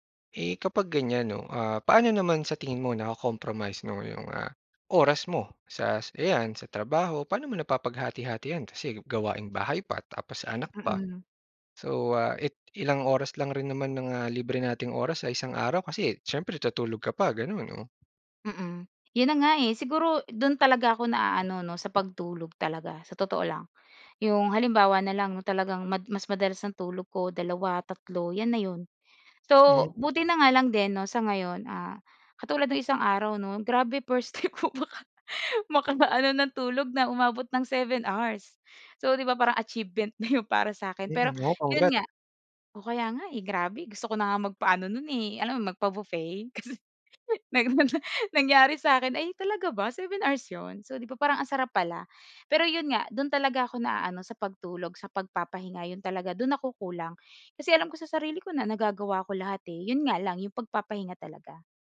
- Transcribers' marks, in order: laughing while speaking: "time ko maka makaano"; laughing while speaking: "kasi nang nangyari sa akin"
- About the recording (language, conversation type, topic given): Filipino, podcast, Paano ninyo hinahati-hati ang mga gawaing-bahay sa inyong pamilya?